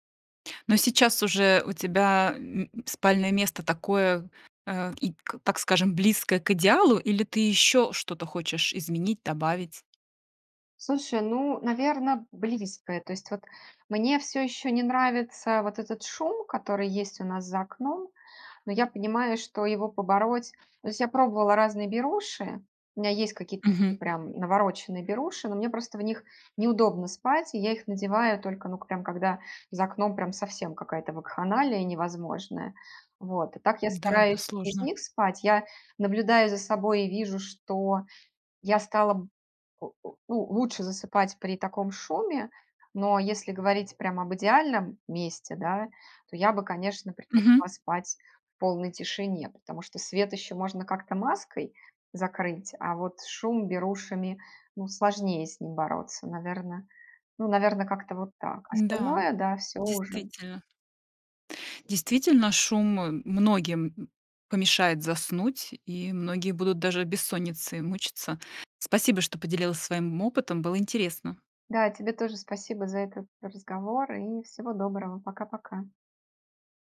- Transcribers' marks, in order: tapping; stressed: "ещё"; "Слушай" said as "сушай"; "есть" said as "эсть"
- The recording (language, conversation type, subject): Russian, podcast, Как организовать спальное место, чтобы лучше высыпаться?